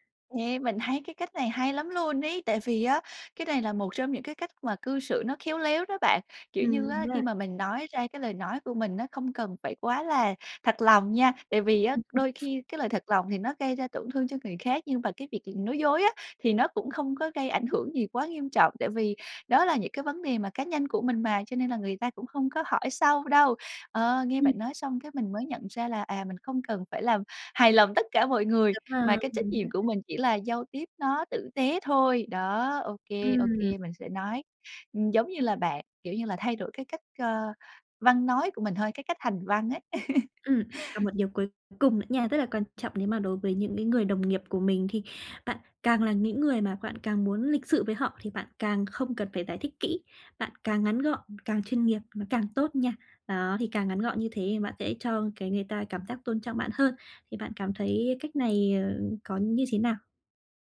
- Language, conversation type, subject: Vietnamese, advice, Làm thế nào để lịch sự từ chối lời mời?
- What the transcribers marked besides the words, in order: tapping; other background noise; laugh